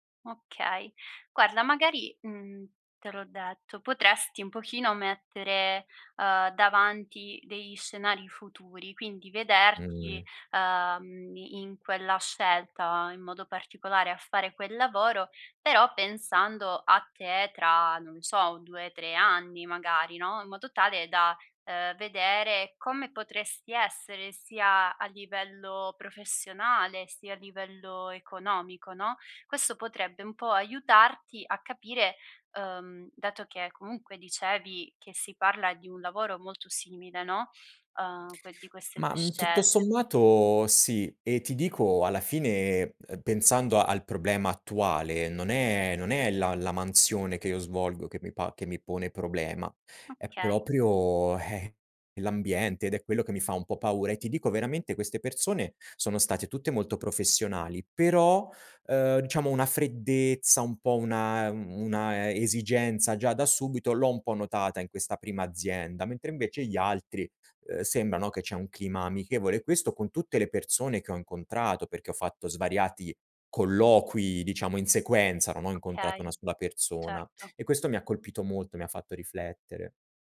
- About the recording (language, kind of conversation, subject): Italian, advice, decidere tra due offerte di lavoro
- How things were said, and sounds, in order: scoff; "diciamo" said as "dciamo"